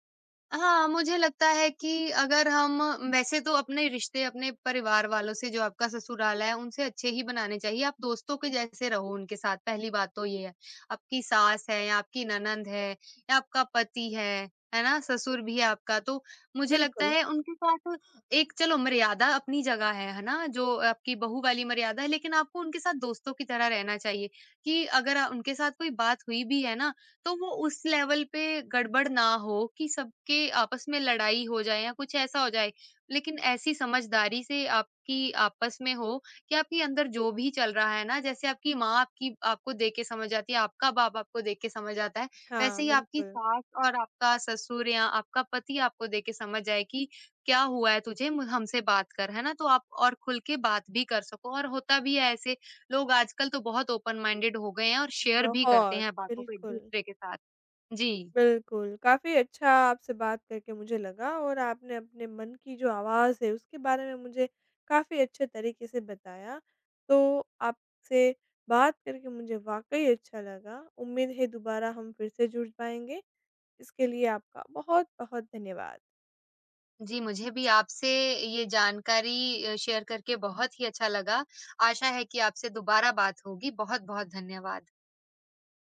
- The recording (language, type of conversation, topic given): Hindi, podcast, अंदर की आवाज़ को ज़्यादा साफ़ और मज़बूत बनाने के लिए आप क्या करते हैं?
- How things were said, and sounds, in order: horn; in English: "लेवल"; in English: "ओपन माइंडेड"; in English: "शेयर"; in English: "शेयर"